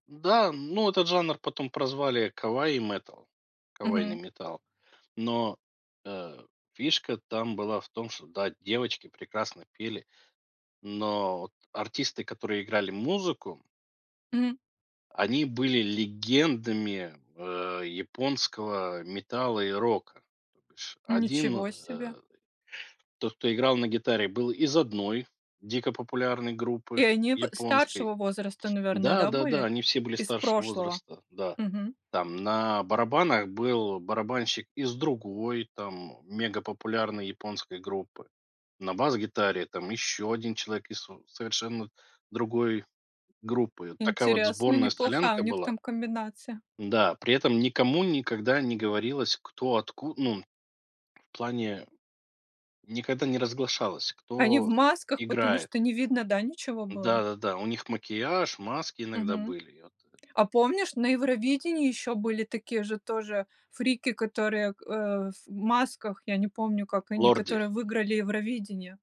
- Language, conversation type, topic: Russian, podcast, Что повлияло на твой музыкальный вкус в детстве?
- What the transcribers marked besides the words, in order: other background noise